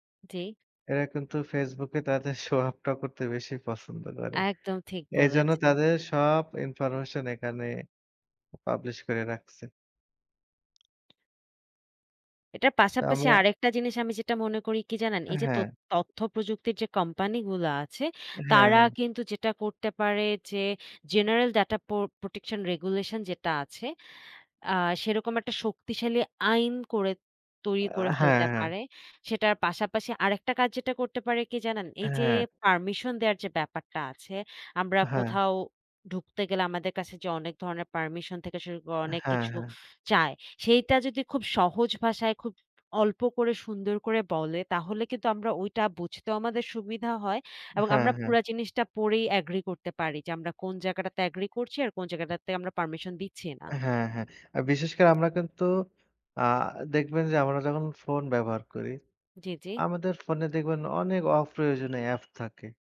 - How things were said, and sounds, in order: chuckle; in English: "publish"; in English: "General data"; in English: "Protection Regulation"; in English: "agree"; in English: "agree"; alarm; "অ্যাপ" said as "এ্যাফ"
- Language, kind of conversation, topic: Bengali, unstructured, বড় বড় প্রযুক্তি কোম্পানিগুলো কি আমাদের ব্যক্তিগত তথ্য নিয়ে অন্যায় করছে?